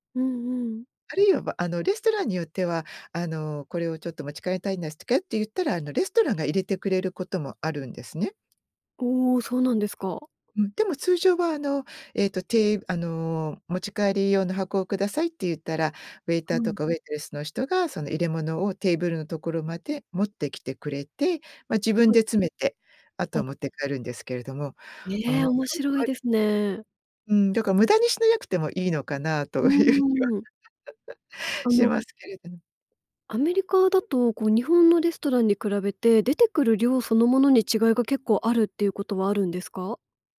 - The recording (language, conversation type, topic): Japanese, podcast, 食事のマナーで驚いた出来事はありますか？
- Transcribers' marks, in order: tapping; other background noise; laughing while speaking: "言う気は"; chuckle